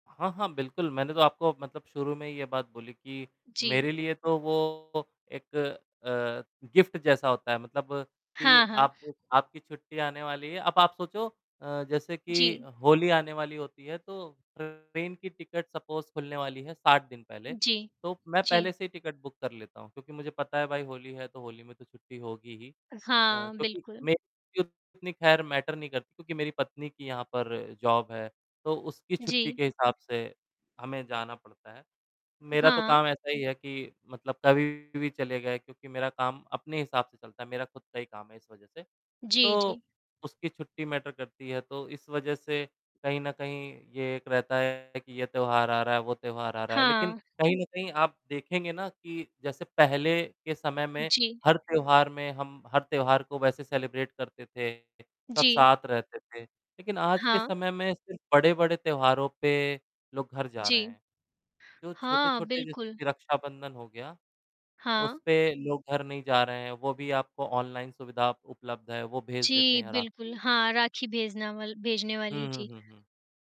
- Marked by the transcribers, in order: static; distorted speech; in English: "गिफ्ट"; in English: "सपोज़"; in English: "बुक"; in English: "मैटर"; in English: "जॉब"; in English: "मैटर"; other background noise; in English: "सेलिब्रेट"
- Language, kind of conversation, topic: Hindi, unstructured, त्योहारों का हमारे जीवन में क्या महत्व है?